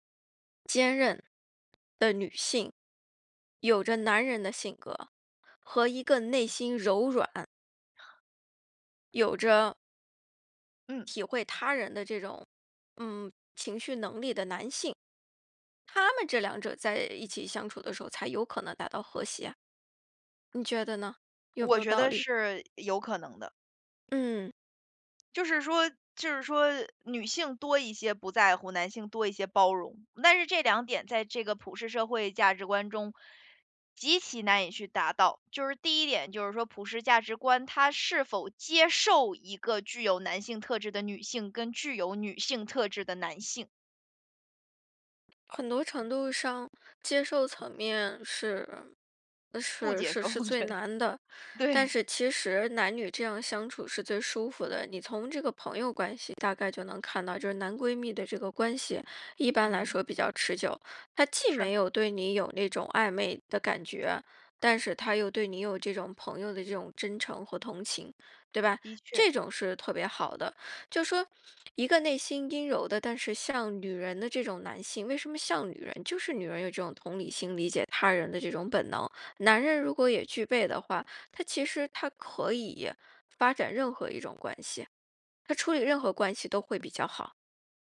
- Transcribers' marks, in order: other background noise; laughing while speaking: "我觉得，对"
- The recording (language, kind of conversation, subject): Chinese, advice, 我怎样才能让我的日常行动与我的价值观保持一致？